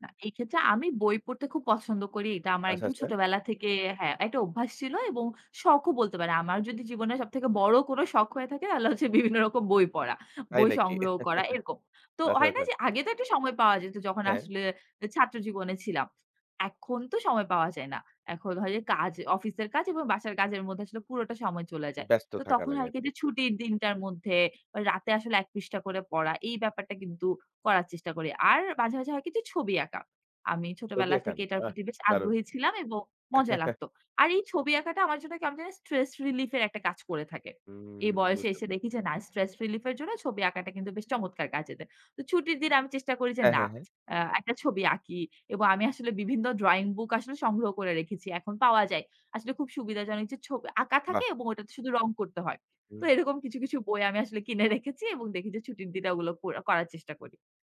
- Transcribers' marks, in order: laughing while speaking: "তাহলে হচ্ছে বিভিন্ন"; chuckle; chuckle; laughing while speaking: "কিনে"
- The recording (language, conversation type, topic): Bengali, podcast, নিজের জন্য সময় বের করতে কী কী কৌশল কাজে লাগান?